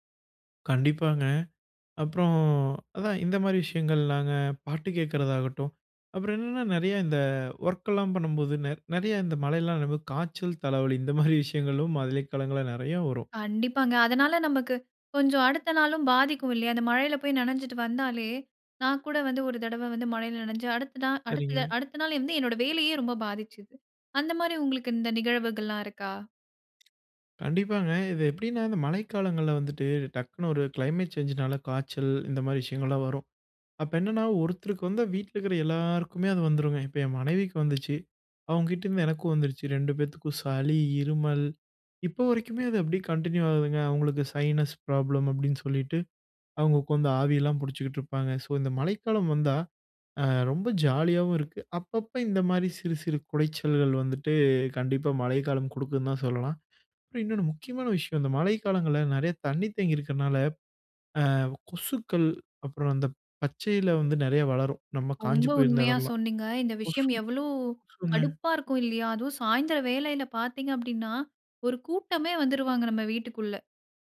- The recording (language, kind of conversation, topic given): Tamil, podcast, மழைக்காலம் உங்களை எவ்வாறு பாதிக்கிறது?
- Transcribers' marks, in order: tapping; laughing while speaking: "இந்த மாதிரி விஷயங்களும்"; other background noise; in English: "கன்டினியூ"; other noise